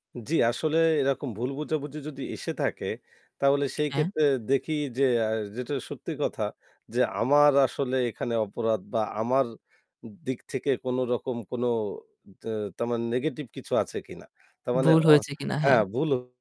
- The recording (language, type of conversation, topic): Bengali, podcast, সম্পর্কের ভুল বোঝাবুঝি হলে আপনি কীভাবে তা মিটিয়ে আনেন?
- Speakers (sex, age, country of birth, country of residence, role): male, 25-29, Bangladesh, Bangladesh, guest; male, 25-29, Bangladesh, Bangladesh, host
- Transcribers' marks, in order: static